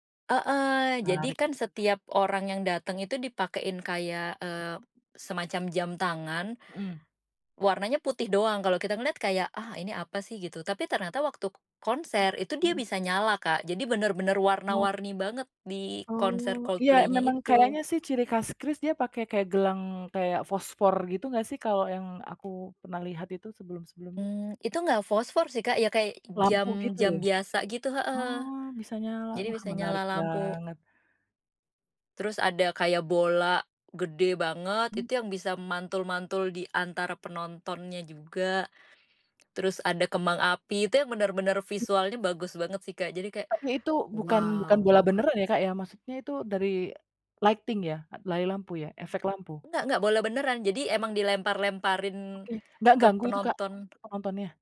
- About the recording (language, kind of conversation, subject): Indonesian, podcast, Apa pengalaman konser atau pertunjukan musik yang paling berkesan buat kamu?
- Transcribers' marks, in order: tapping; other background noise; in English: "lighting"